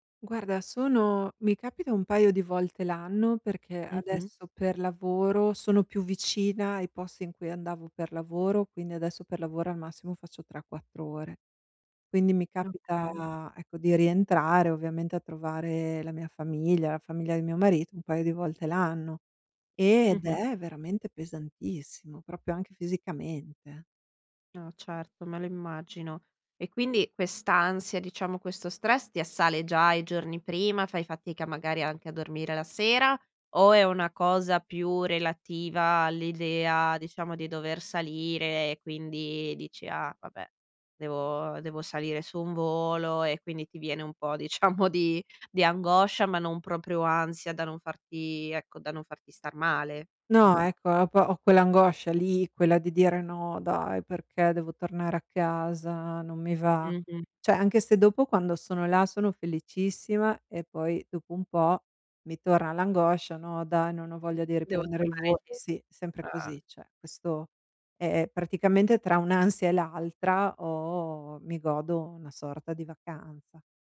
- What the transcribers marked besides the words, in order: "proprio" said as "propio"; laughing while speaking: "diciamo"; "Cioè" said as "ceh"; groan; "Cioè" said as "ceh"
- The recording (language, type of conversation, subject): Italian, advice, Come posso gestire lo stress e l’ansia quando viaggio o sono in vacanza?